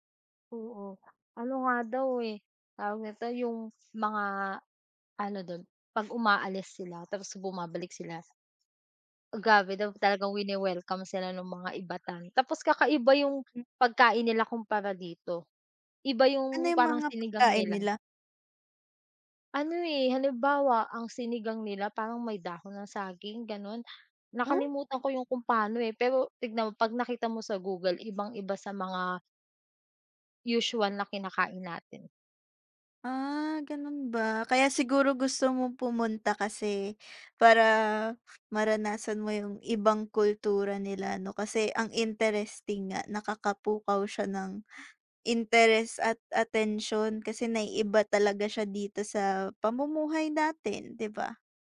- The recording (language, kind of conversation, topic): Filipino, unstructured, Paano nakaaapekto ang heograpiya ng Batanes sa pamumuhay ng mga tao roon?
- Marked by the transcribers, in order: other background noise